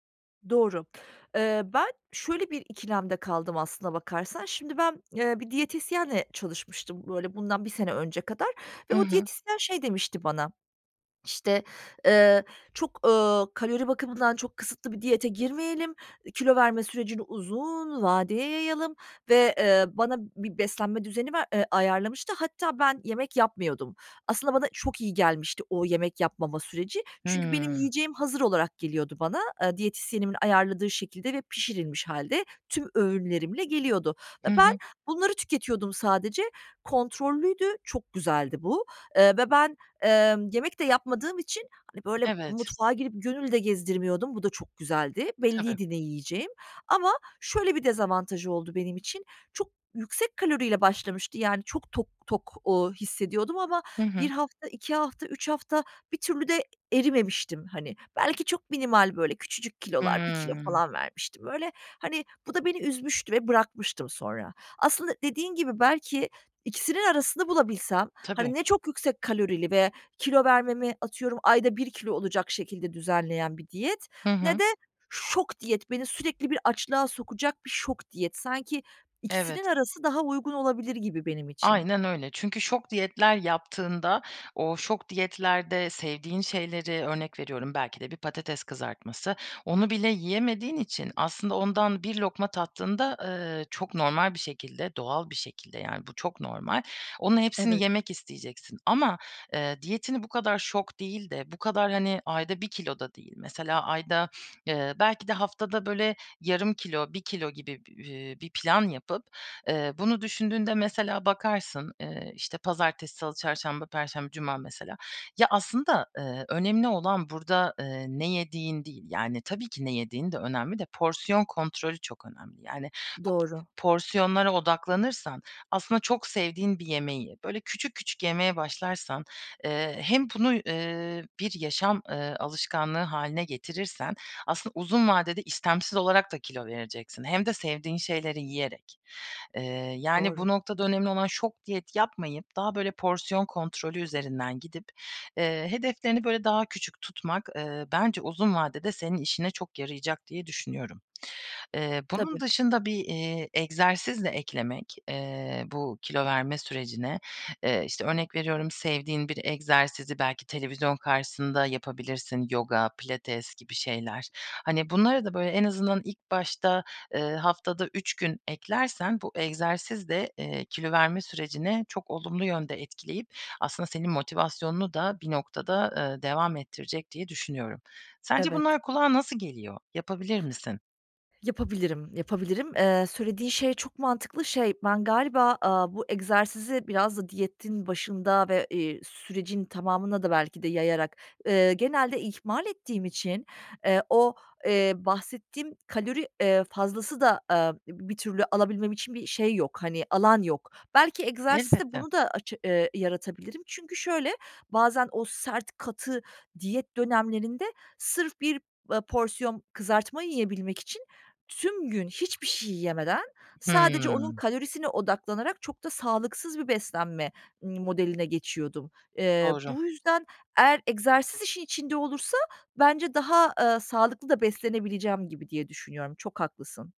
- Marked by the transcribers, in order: other background noise; tapping; stressed: "şok"
- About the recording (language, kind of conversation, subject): Turkish, advice, Kilo vermeye çalışırken neden sürekli motivasyon kaybı yaşıyorum?